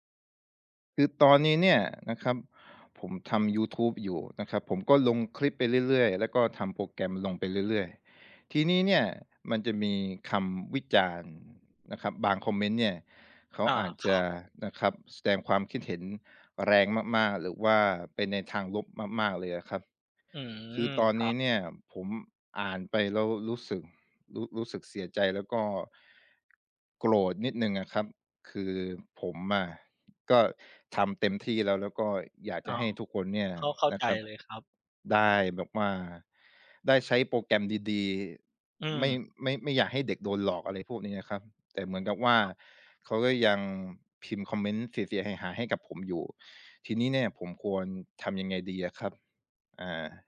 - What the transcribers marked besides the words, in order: other background noise
- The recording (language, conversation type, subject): Thai, advice, คุณเคยได้รับคำวิจารณ์ผลงานบนโซเชียลมีเดียแบบไหนที่ทำให้คุณเสียใจ?